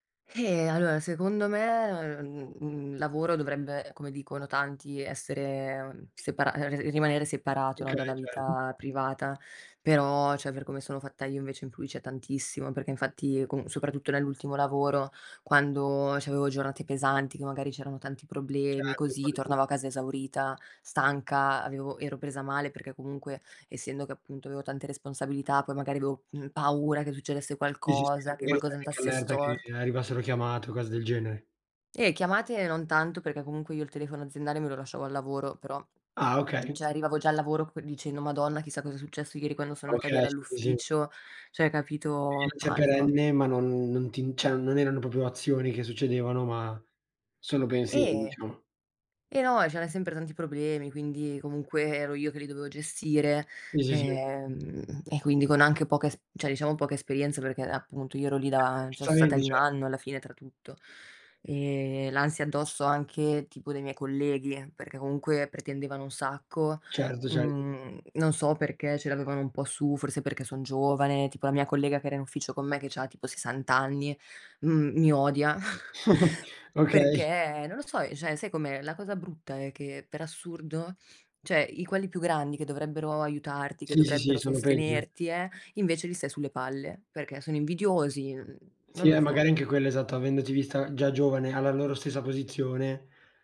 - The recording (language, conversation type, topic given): Italian, unstructured, Qual è la cosa che ti rende più felice nel tuo lavoro?
- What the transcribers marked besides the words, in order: sigh; other background noise; "cioè" said as "ceh"; "cioè" said as "ceh"; unintelligible speech; "cioè" said as "cè"; "cioè" said as "ceh"; "proprio" said as "popio"; "cioè" said as "ceh"; "cioè" said as "ceh"; chuckle